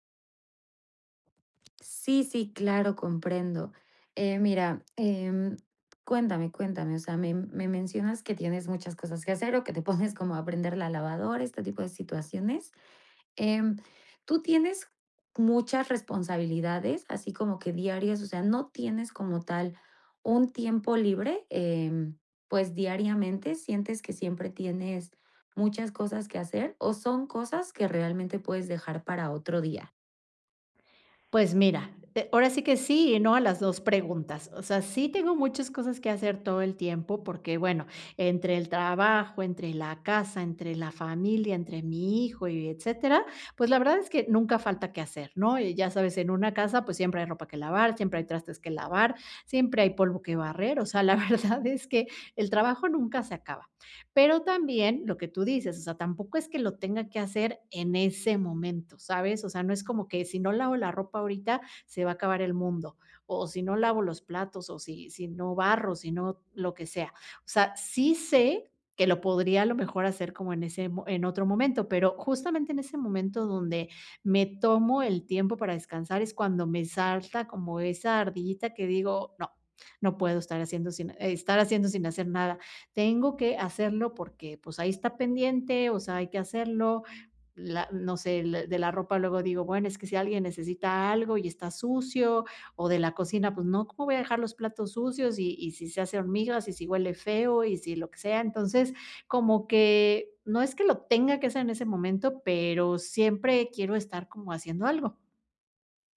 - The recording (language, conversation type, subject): Spanish, advice, ¿Cómo puedo priorizar el descanso sin sentirme culpable?
- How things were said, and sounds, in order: tapping; laughing while speaking: "pones"; laughing while speaking: "verdad"